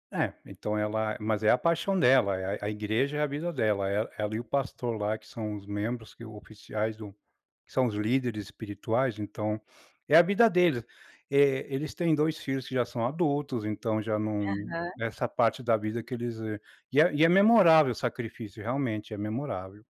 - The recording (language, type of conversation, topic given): Portuguese, podcast, Como dividir as tarefas na cozinha quando a galera se reúne?
- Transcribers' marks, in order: none